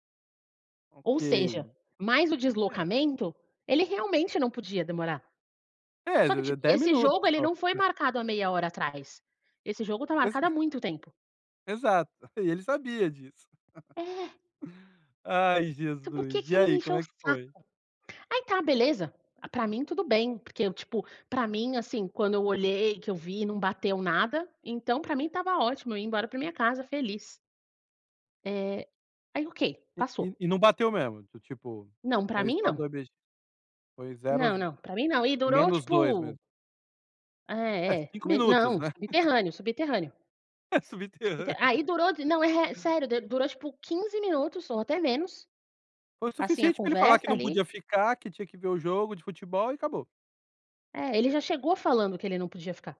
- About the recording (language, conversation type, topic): Portuguese, podcast, Qual encontro com um morador local te marcou e por quê?
- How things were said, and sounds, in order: chuckle; tapping; chuckle; chuckle; laughing while speaking: "É subterrânea"; laugh